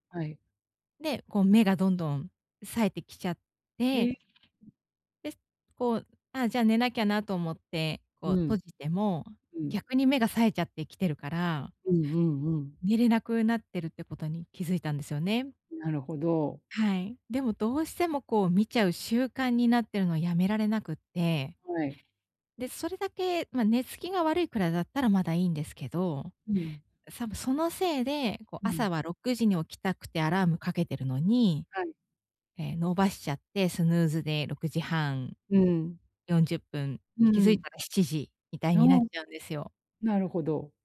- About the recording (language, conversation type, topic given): Japanese, advice, 就寝前に何をすると、朝すっきり起きられますか？
- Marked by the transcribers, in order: other background noise; "多分" said as "さぶ"